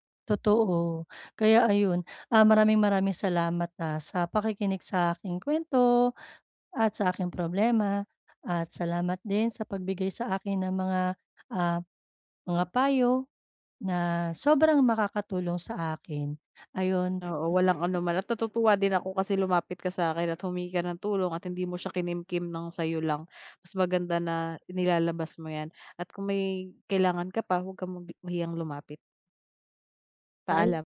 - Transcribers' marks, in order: tapping; other background noise
- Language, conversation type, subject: Filipino, advice, Paano ako makikipag-usap nang mahinahon at magalang kapag may negatibong puna?